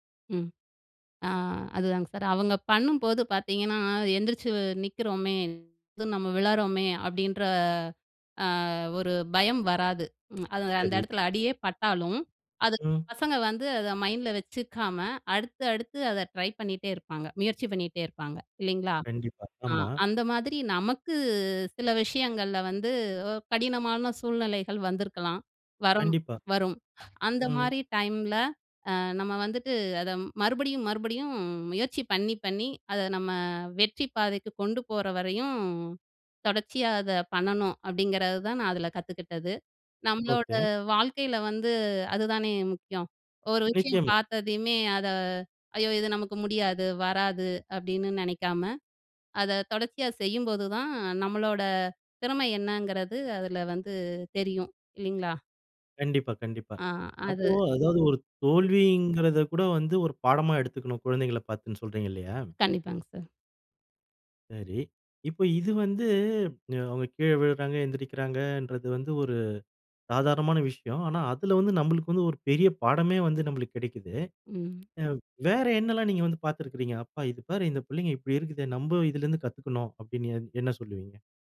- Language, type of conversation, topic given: Tamil, podcast, குழந்தைகளிடம் இருந்து நீங்கள் கற்றுக்கொண்ட எளிய வாழ்க்கைப் பாடம் என்ன?
- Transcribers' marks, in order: lip smack; in English: "மைண்டில"; other background noise